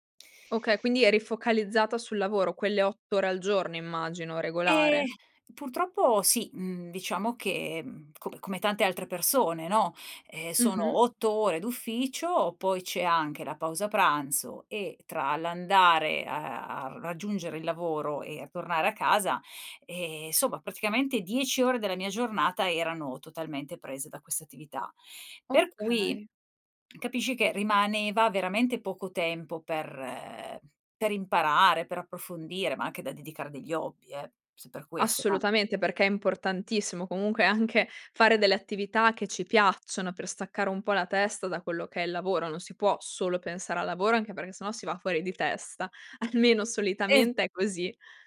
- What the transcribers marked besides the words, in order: laughing while speaking: "Almeno"
- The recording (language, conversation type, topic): Italian, podcast, Come riuscivi a trovare il tempo per imparare, nonostante il lavoro o la scuola?